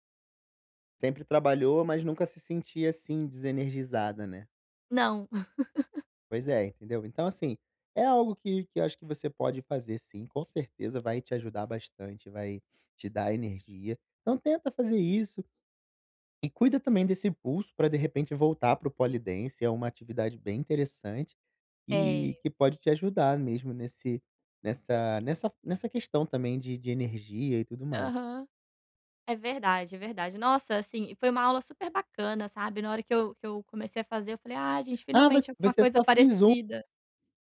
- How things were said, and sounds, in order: laugh
- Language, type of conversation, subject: Portuguese, advice, Por que eu acordo sem energia e como posso ter mais disposição pela manhã?